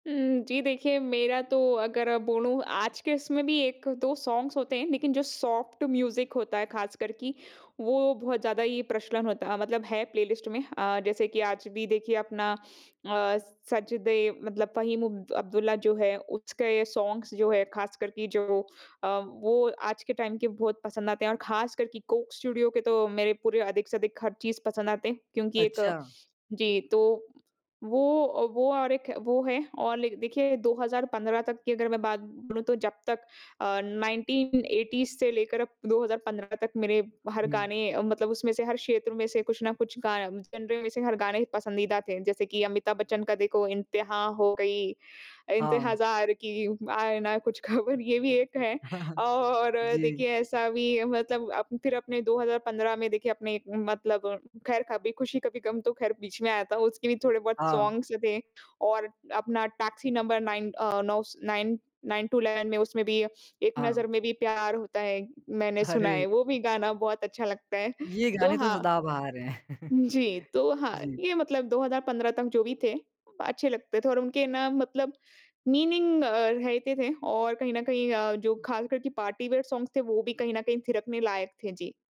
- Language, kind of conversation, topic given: Hindi, podcast, आजकल लोगों की संगीत पसंद कैसे बदल रही है?
- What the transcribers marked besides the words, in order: in English: "सॉन्ग्स"; in English: "सॉफ्ट म्यूज़िक"; in English: "प्लेलिस्ट"; in English: "सॉन्ग्स"; in English: "लाइक"; in English: "नाइन्टीन ऐटीज़"; in English: "जेनर"; "इंतज़ार" said as "इंतेहज़ार"; laughing while speaking: "ख़बर"; chuckle; in English: "सॉन्ग्स"; in English: "टू"; laughing while speaking: "अरे!"; chuckle; in English: "मीनिंग"; in English: "पार्टी वियर सॉन्ग्स"